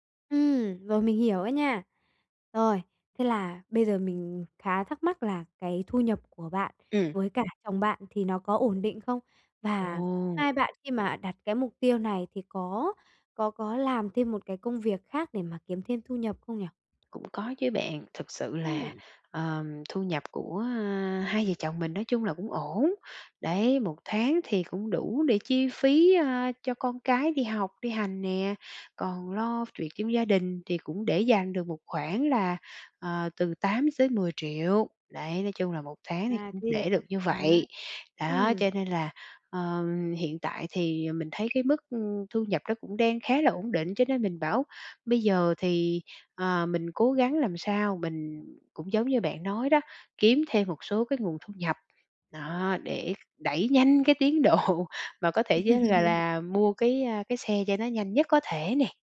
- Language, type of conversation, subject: Vietnamese, advice, Làm sao để chia nhỏ mục tiêu cho dễ thực hiện?
- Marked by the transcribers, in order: other background noise; tapping; "chuyện" said as "chuyệt"; laughing while speaking: "độ"; laugh